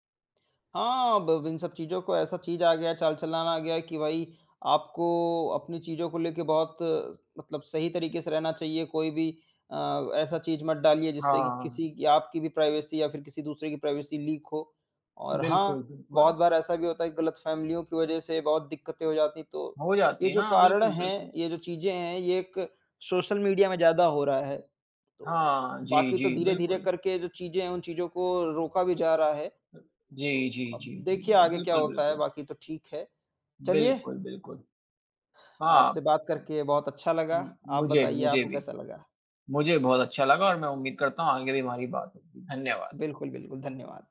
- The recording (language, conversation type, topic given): Hindi, unstructured, क्या आपको लगता है कि सामाजिक माध्यम रिश्तों को बदल रहे हैं?
- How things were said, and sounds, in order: in English: "प्राइवेसी"; in English: "प्राइवेसी लीक"; other noise; other background noise